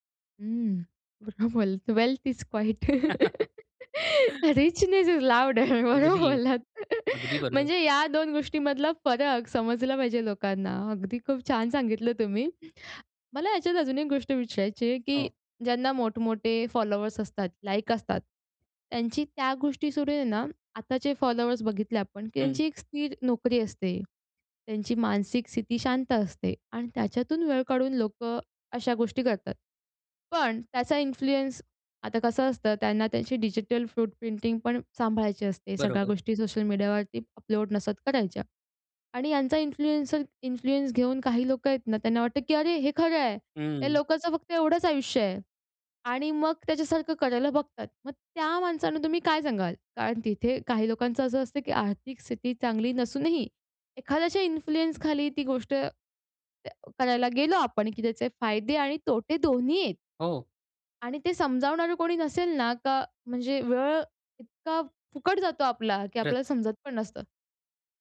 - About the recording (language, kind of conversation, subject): Marathi, podcast, सोशल मीडियावर दिसणं आणि खऱ्या जगातलं यश यातला फरक किती आहे?
- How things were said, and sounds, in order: laughing while speaking: "वेल्थ इस क्वाइट. रिचनेस इस लाउड, बरोबर बोललात"; in English: "वेल्थ इस क्वाइट. रिचनेस इस लाउड"; chuckle; in English: "फॉलोवर्स"; in English: "फॉलोवर्स"; in English: "इन्फ्लुअन्स"; in English: "डिजिटल फ्रूट प्रिंटिंग"; in English: "इन्फ्लुएन्सर इन्फ्लुअन्स"; in English: "इन्फ्लुअन्स"